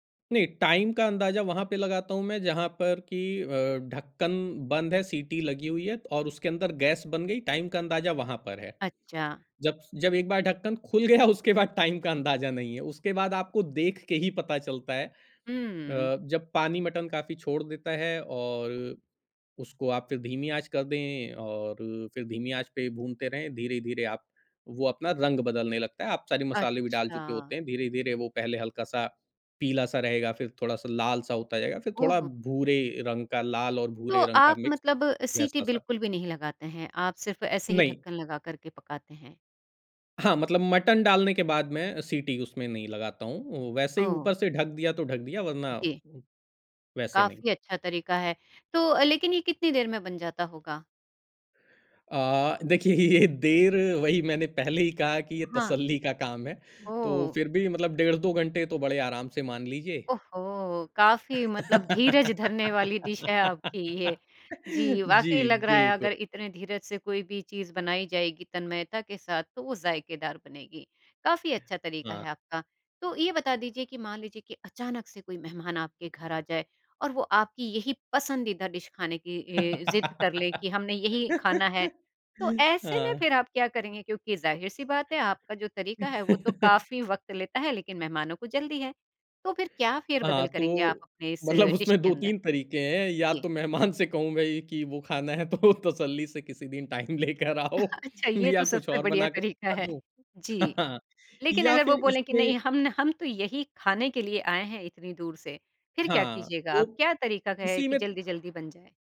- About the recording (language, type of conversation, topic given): Hindi, podcast, खाना बनाते समय आपके पसंदीदा तरीके क्या हैं?
- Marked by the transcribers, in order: in English: "टाइम"; tapping; other background noise; in English: "टाइम"; laughing while speaking: "खुल गया"; in English: "टाइम"; in English: "मिक्स"; laughing while speaking: "ये"; laugh; in English: "डिश"; in English: "डिश"; laugh; laugh; laughing while speaking: "उसमें"; in English: "डिश"; laughing while speaking: "मेहमान"; laughing while speaking: "तो"; chuckle; in English: "टाइम"; laughing while speaking: "लेकर आओ"; unintelligible speech; chuckle; door